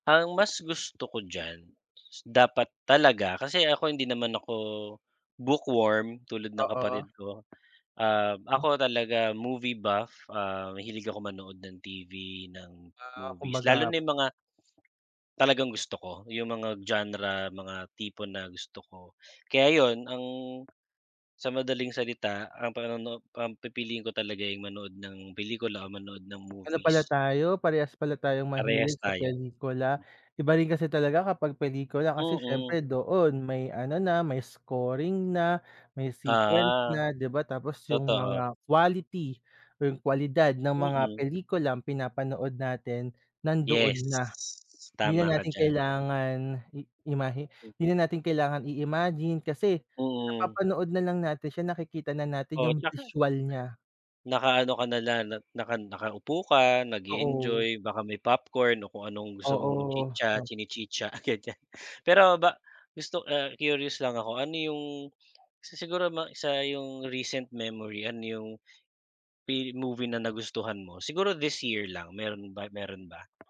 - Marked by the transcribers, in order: in English: "bookworm"; in English: "movie buff"; in English: "genre"; in English: "sequence"; in English: "visual"; laughing while speaking: "ganyan"; unintelligible speech; in English: "recent memory"; in English: "this year"; tapping
- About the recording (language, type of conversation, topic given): Filipino, unstructured, Alin ang mas gusto mo: magbasa ng libro o manood ng pelikula?